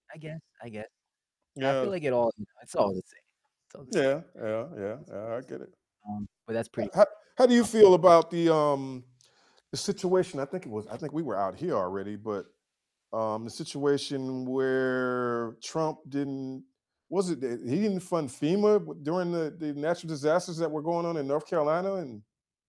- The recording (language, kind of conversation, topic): English, unstructured, How should leaders address corruption in government?
- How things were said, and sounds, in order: static; distorted speech; other background noise; unintelligible speech; tapping